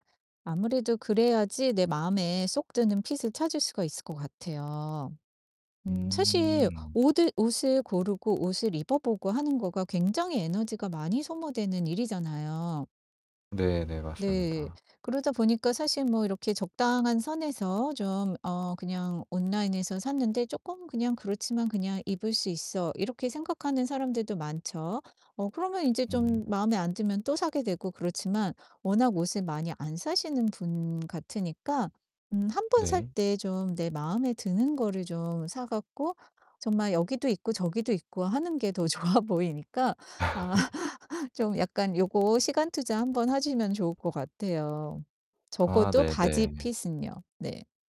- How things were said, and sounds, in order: distorted speech; static; laughing while speaking: "좋아"; laugh
- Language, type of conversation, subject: Korean, advice, 옷을 고를 때 어떤 스타일이 나에게 맞는지 어떻게 알 수 있을까요?